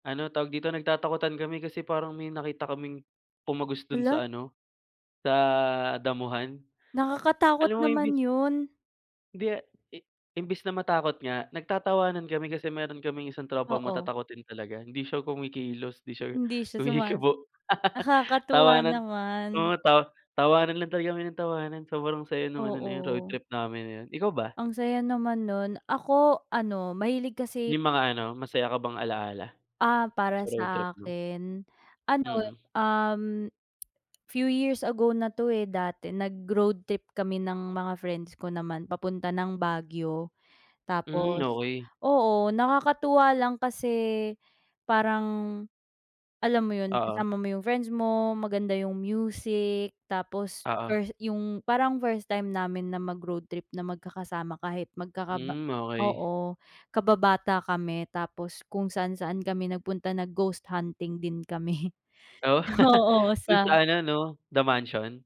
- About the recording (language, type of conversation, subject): Filipino, unstructured, Ano ang pinakamasayang alaala mo sa isang biyahe sa kalsada?
- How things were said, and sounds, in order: laughing while speaking: "kumikibo"; laugh; laugh; laughing while speaking: "kami"